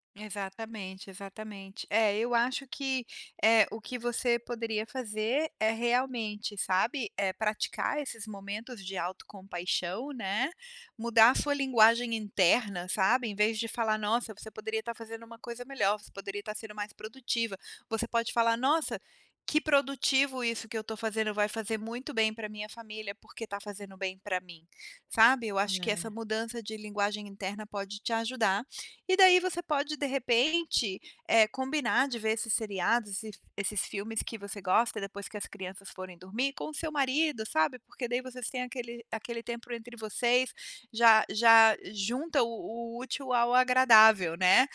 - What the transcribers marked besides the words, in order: none
- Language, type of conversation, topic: Portuguese, advice, Por que me sinto culpado ao tirar um tempo para lazer?